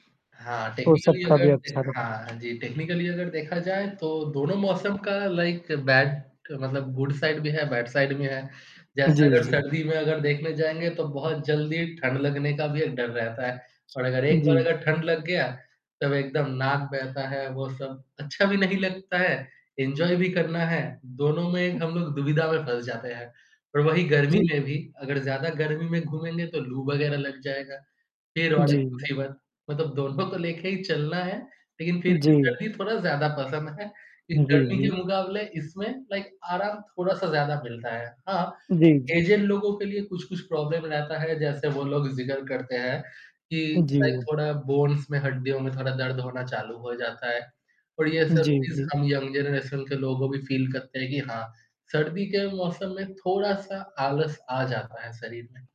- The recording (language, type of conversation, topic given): Hindi, unstructured, आपको सर्दियों की ठंडक पसंद है या गर्मियों की गर्मी?
- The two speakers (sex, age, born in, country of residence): male, 25-29, India, India; male, 25-29, India, India
- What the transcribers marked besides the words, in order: static; in English: "टेक्निकली"; tapping; in English: "टेक्निकली"; other background noise; in English: "लाइक बैड"; in English: "गुड साइड"; in English: "बैड साइड"; in English: "एन्जॉय"; distorted speech; laughing while speaking: "दोनों को लेके"; in English: "लाइक"; in English: "ऐज़ड"; in English: "प्रॉब्लम"; in English: "लाइक"; in English: "बोन्स"; in English: "यंग जनरेशन"; in English: "फ़ील"